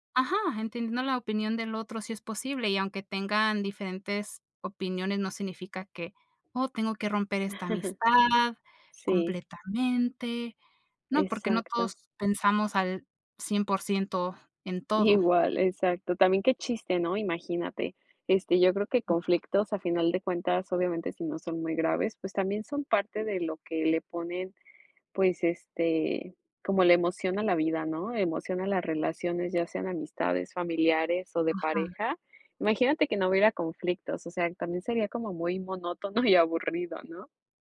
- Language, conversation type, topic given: Spanish, unstructured, ¿Crees que es importante comprender la perspectiva de la otra persona en un conflicto?
- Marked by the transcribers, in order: chuckle; tapping; laughing while speaking: "monótono"